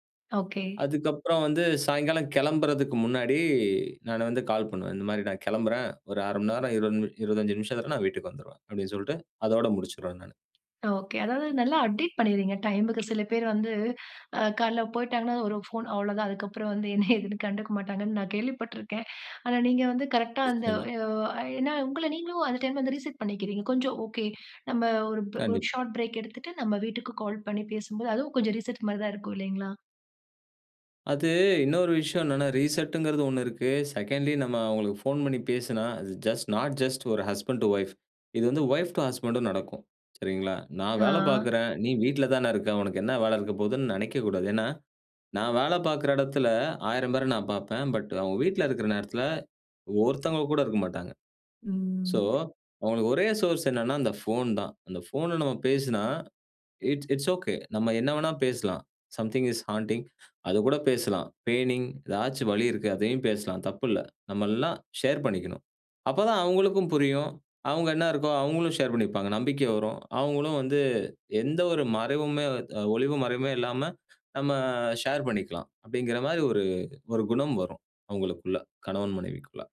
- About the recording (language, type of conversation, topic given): Tamil, podcast, சிறிய இடைவெளிகளை தினசரியில் பயன்படுத்தி மனதை மீண்டும் சீரமைப்பது எப்படி?
- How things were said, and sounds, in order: "மணிநேரம்" said as "மண்நேரம்"; other background noise; in English: "அப்டேட்"; in English: "ரீசெட்"; in English: "ஷார்ட்"; in English: "ரீசெட்ன்கிறது"; in English: "செகண்ட்லி"; in English: "ஜஸ்ட் நாட் ஜஸ்ட் ஒரு ஹஸ்பண்ட் அன்ட் வைப்"; in English: "வைப் டூ ஹஸ்க்மண்ட்டும்"; in English: "சோர்ஸ்"; in English: "இட்ஸ் இட்ஸ் ஒகே"; in English: "சம்திங் இஸ் ஹாண்டிங்"; in English: "பெயினிங்"